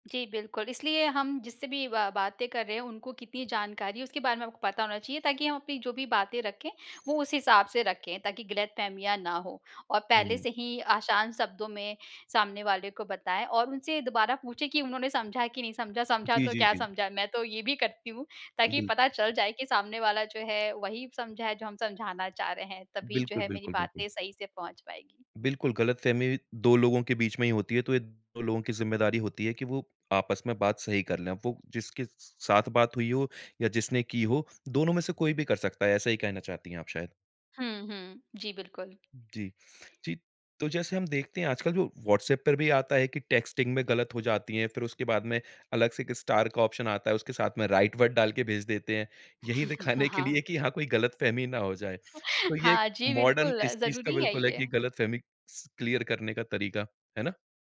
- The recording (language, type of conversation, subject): Hindi, podcast, बिना सवाल पूछे मान लेने से गलतफहमियाँ कैसे पनपती हैं?
- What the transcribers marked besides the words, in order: tapping; in English: "टेक्स्टिंग"; in English: "स्टार"; in English: "ऑप्शन"; in English: "राइट वर्ड"; other background noise; chuckle; in English: "मॉडर्न"; in English: "क्लियर"